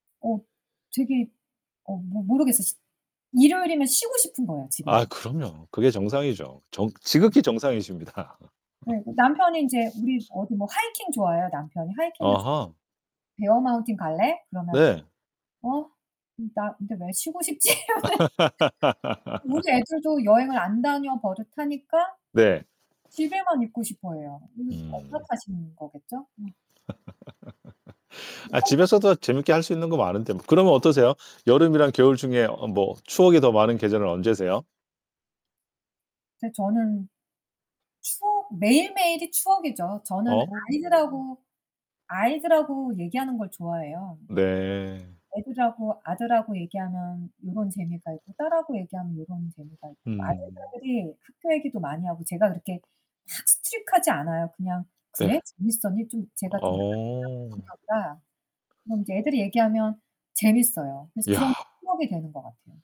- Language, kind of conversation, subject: Korean, unstructured, 여름과 겨울 중 어떤 계절을 더 좋아하시나요?
- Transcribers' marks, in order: other background noise; laugh; laugh; laughing while speaking: "싶지? 이러면"; static; distorted speech; laugh; in English: "strict"; unintelligible speech